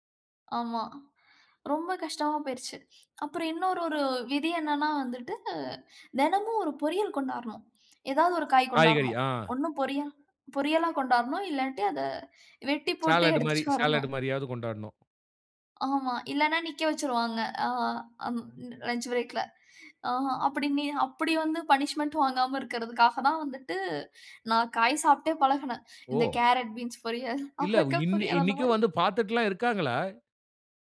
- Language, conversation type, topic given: Tamil, podcast, சிறுவயதில் சாப்பிட்ட உணவுகள் உங்கள் நினைவுகளை எப்படிப் புதுப்பிக்கின்றன?
- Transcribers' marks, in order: laughing while speaking: "எடுத்துட்டு வரணும்"; in English: "சாலட்டு"; in English: "சாலட்"; in English: "லஞ்ச் பிரேக்ல"; in English: "பனிஷ்மென்ட்டும்"; laughing while speaking: "அவரக்கா பொரியல் அந்த மாரி"